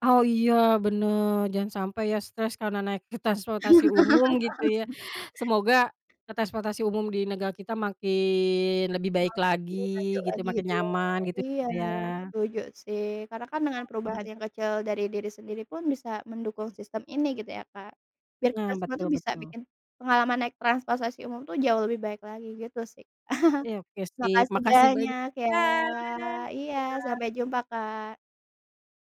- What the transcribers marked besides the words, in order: laugh; other background noise; drawn out: "makin"; chuckle; drawn out: "Dah"; drawn out: "ya"
- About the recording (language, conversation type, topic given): Indonesian, unstructured, Apa hal yang paling membuat kamu kesal saat menggunakan transportasi umum?